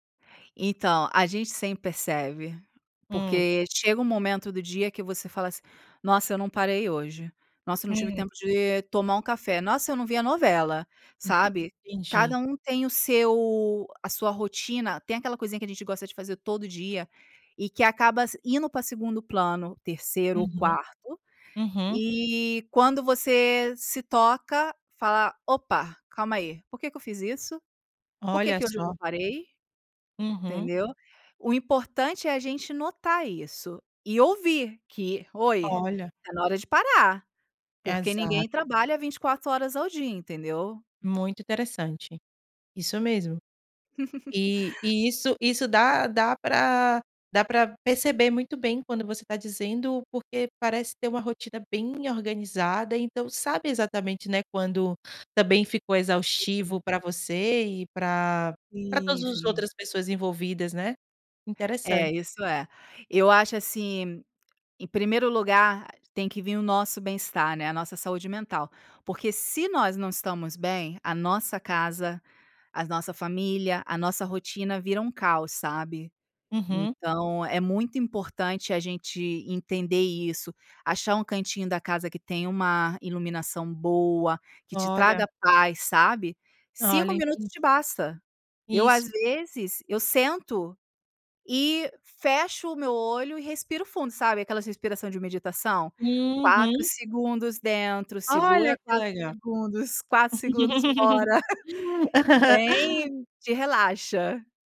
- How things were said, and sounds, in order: laugh; tapping; stressed: "se"; laugh
- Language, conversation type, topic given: Portuguese, podcast, Como você integra o trabalho remoto à rotina doméstica?